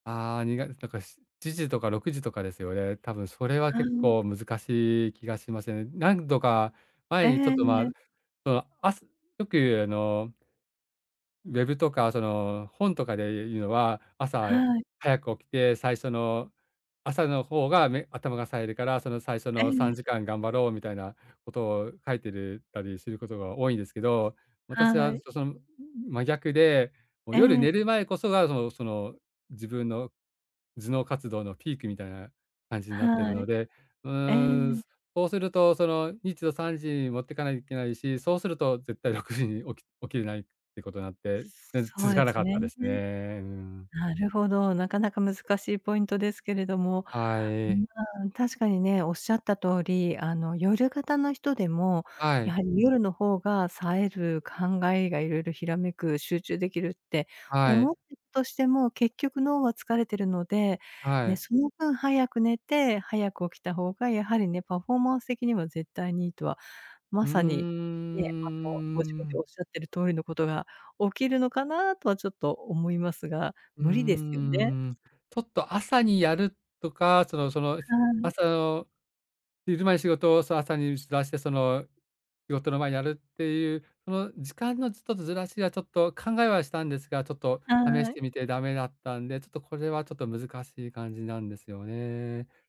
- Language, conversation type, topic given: Japanese, advice, 長期間にわたってやる気を維持するにはどうすればよいですか？
- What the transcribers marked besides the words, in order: other noise